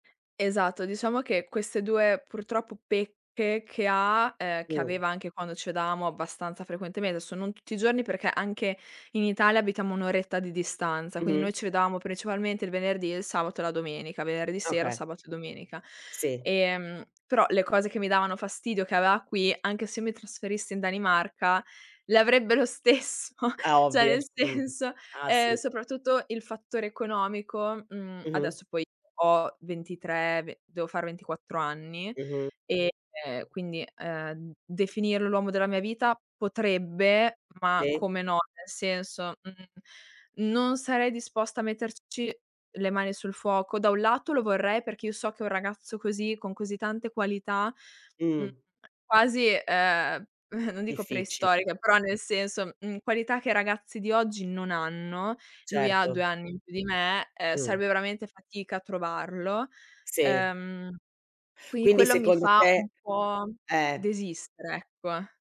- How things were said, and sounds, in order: "vedevamo" said as "vedamo"; tapping; "vedavamo" said as "vedamo"; laughing while speaking: "stesso, ceh, nel senso"; "cioè" said as "ceh"; chuckle
- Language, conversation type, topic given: Italian, advice, Dovrei accettare un trasferimento all’estero con il mio partner o rimanere dove sono?